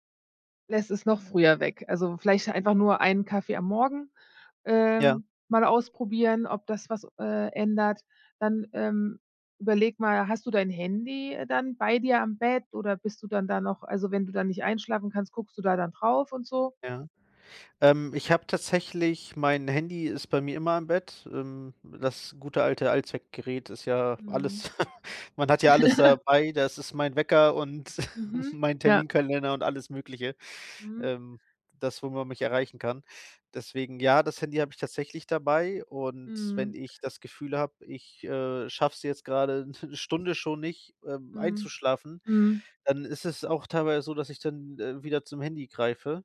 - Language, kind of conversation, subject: German, advice, Warum kann ich trotz Müdigkeit nicht einschlafen?
- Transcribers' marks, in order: other background noise; snort; chuckle; laughing while speaking: "'ne"; tapping